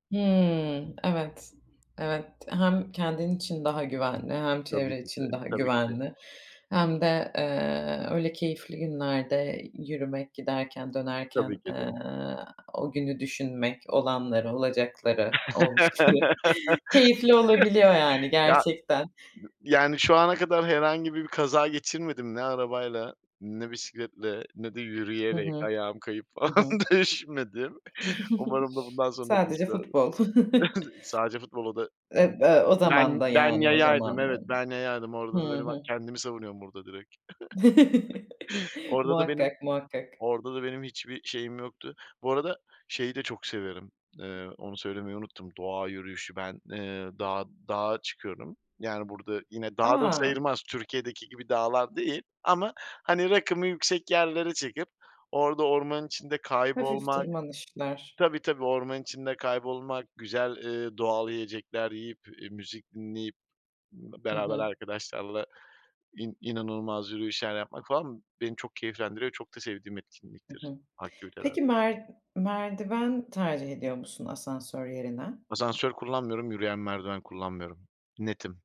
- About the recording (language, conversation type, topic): Turkish, podcast, Hareketi hayatına nasıl entegre ediyorsun?
- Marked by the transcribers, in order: laugh; chuckle; inhale; chuckle; chuckle; chuckle; chuckle